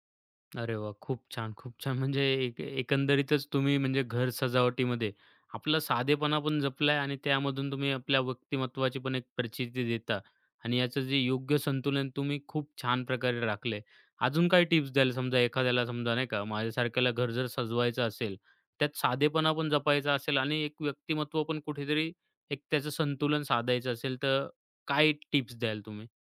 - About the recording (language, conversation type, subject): Marathi, podcast, घर सजावटीत साधेपणा आणि व्यक्तिमत्त्व यांचे संतुलन कसे साधावे?
- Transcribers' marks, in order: laughing while speaking: "म्हणजे"